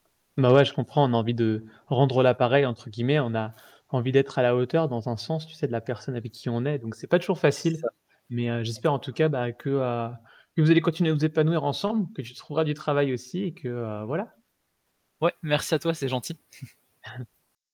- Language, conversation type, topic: French, podcast, Comment gères-tu le fameux « et si » qui te paralyse ?
- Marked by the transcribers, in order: static; distorted speech; chuckle